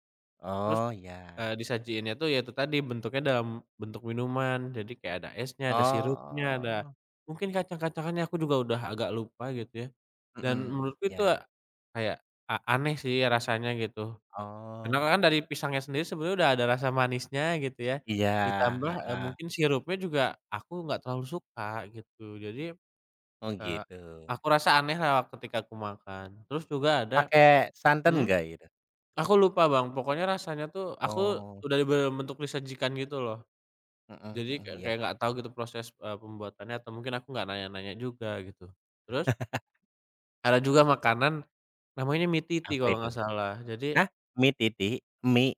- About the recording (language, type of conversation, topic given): Indonesian, unstructured, Apa makanan paling aneh yang pernah kamu coba saat bepergian?
- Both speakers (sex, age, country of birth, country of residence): male, 25-29, Indonesia, Indonesia; male, 30-34, Indonesia, Indonesia
- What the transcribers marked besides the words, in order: drawn out: "Oh"; other background noise; tapping; laugh